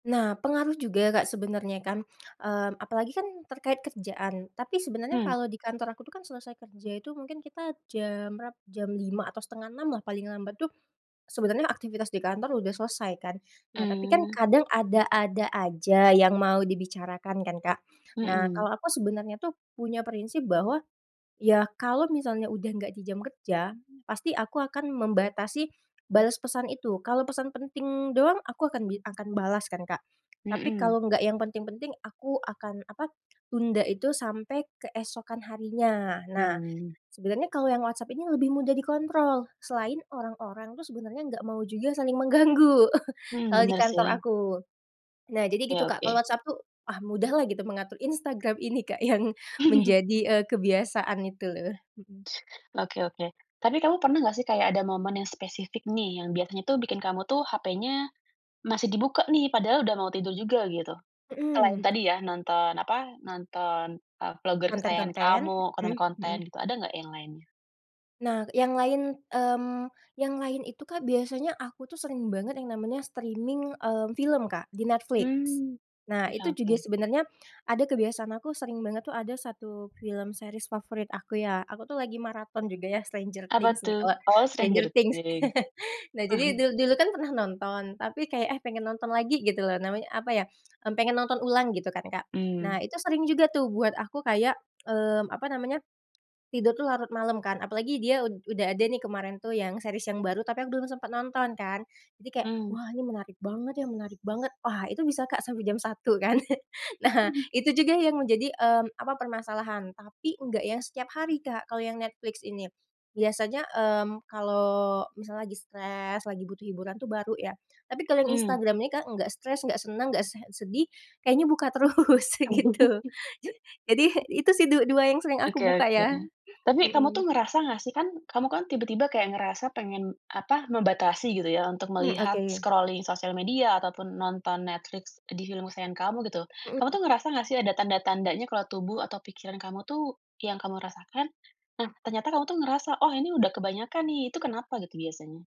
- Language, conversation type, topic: Indonesian, podcast, Bagaimana cara menghentikan kebiasaan menggulir layar hingga tidur larut malam?
- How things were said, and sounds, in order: tongue click; chuckle; in English: "vlogger"; in English: "streaming"; laugh; laugh; laugh; other background noise; laugh; in English: "scrolling"